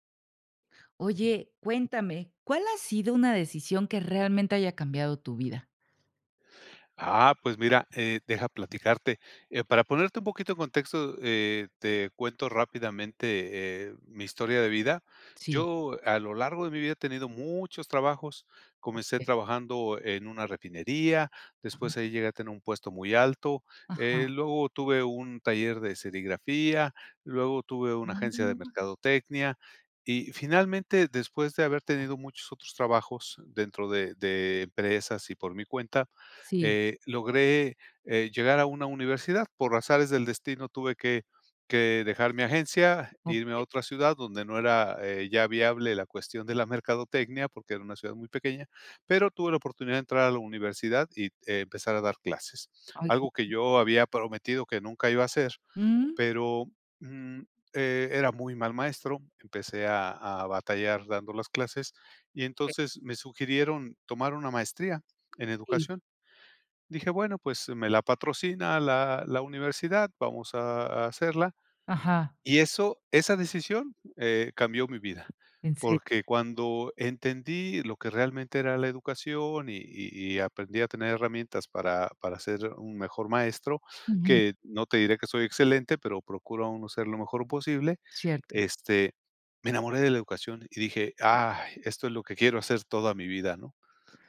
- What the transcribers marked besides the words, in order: other noise; unintelligible speech
- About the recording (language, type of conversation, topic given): Spanish, podcast, ¿Cuál ha sido una decisión que cambió tu vida?